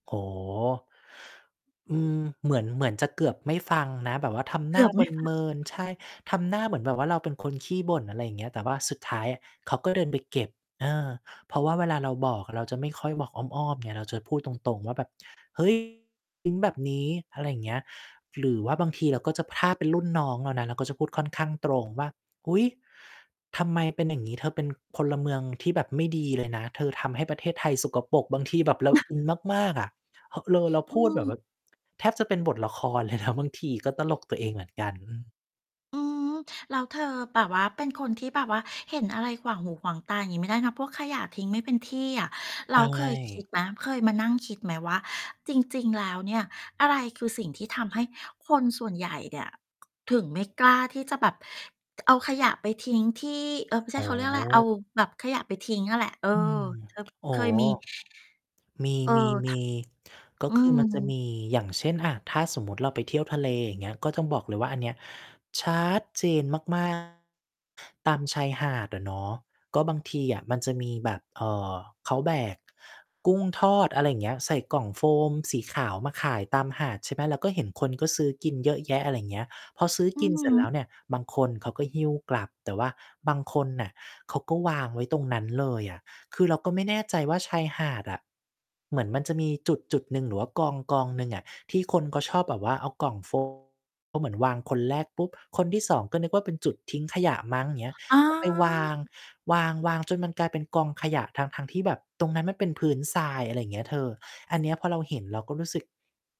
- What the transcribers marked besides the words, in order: tapping; distorted speech; other background noise; chuckle; laughing while speaking: "นะ"; stressed: "ชัดเจน"
- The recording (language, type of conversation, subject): Thai, podcast, เมื่อคุณเห็นคนทิ้งขยะไม่เป็นที่ คุณมักจะทำอย่างไร?